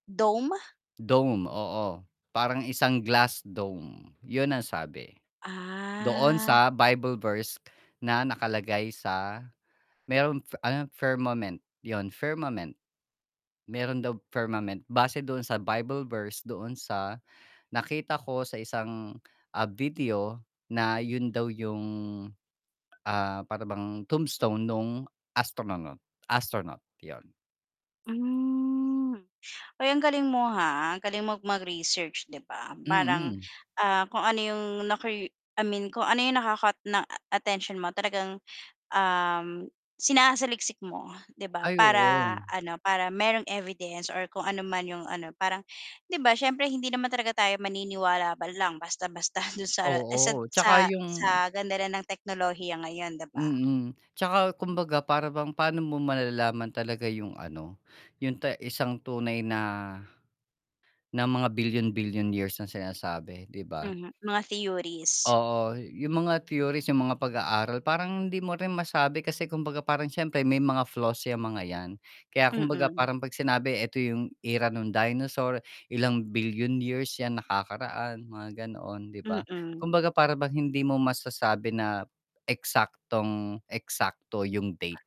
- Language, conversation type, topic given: Filipino, podcast, Ano-ano ang mga simpleng bagay na nagpapasigla sa kuryusidad mo?
- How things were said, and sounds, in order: tapping; distorted speech; drawn out: "Ah"; in English: "firmament"; other background noise; in English: "tombstone"; drawn out: "Hmm"; bird